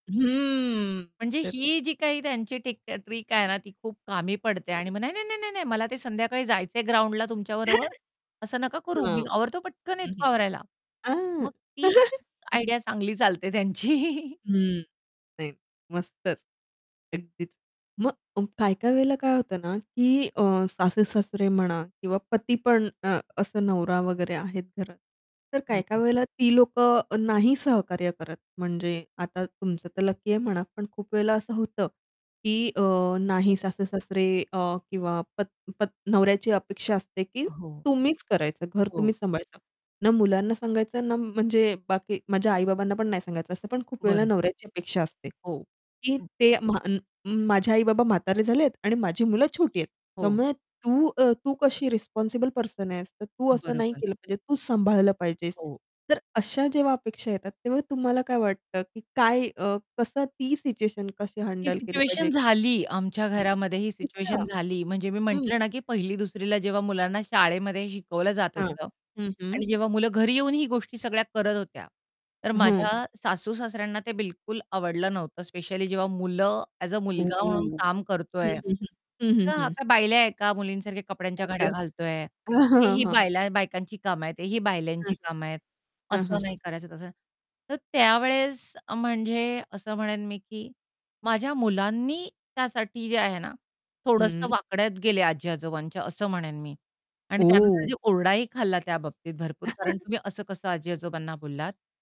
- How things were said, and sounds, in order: drawn out: "हम्म"; static; in English: "टिक ट्रिक"; distorted speech; chuckle; chuckle; in English: "आयडिया"; laughing while speaking: "त्यांची"; unintelligible speech; stressed: "तुम्हीच"; other background noise; in English: "रिस्पॉन्सिबल"; in English: "स्पेशली"; in English: "अ‍ॅज अ"; chuckle
- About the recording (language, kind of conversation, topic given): Marathi, podcast, तुम्ही घरकामांमध्ये कुटुंबाला कसे सामील करता?